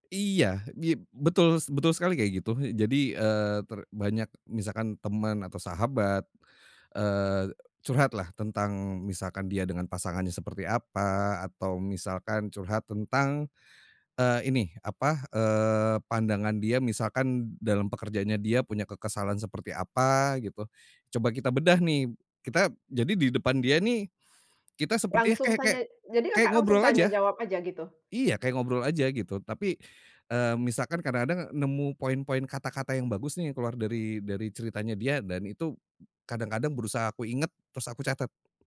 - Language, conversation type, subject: Indonesian, podcast, Bagaimana kamu menangkap inspirasi dari pengalaman sehari-hari?
- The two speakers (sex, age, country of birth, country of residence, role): female, 35-39, Indonesia, Indonesia, host; male, 40-44, Indonesia, Indonesia, guest
- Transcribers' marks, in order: other background noise